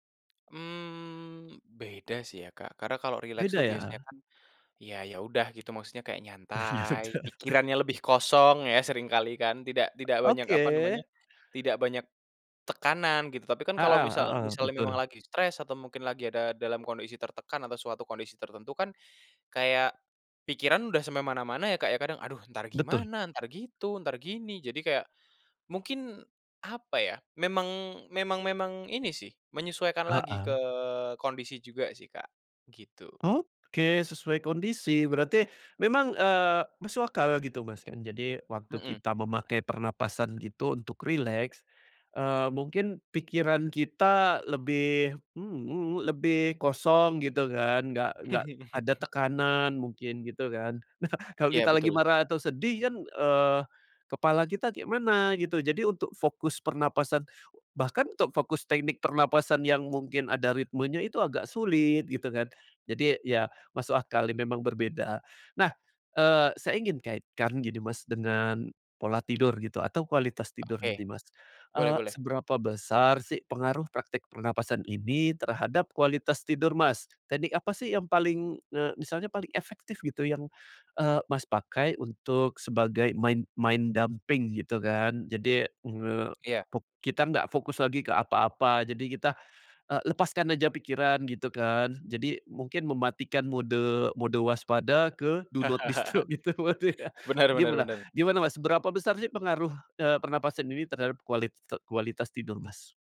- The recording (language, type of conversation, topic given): Indonesian, podcast, Bagaimana kamu menggunakan napas untuk menenangkan tubuh?
- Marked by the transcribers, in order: tapping; other background noise; laughing while speaking: "Ya, sudah"; chuckle; in English: "main main dumping"; in English: "do not disturb"; laughing while speaking: "disturb gitu pasti, ya"; chuckle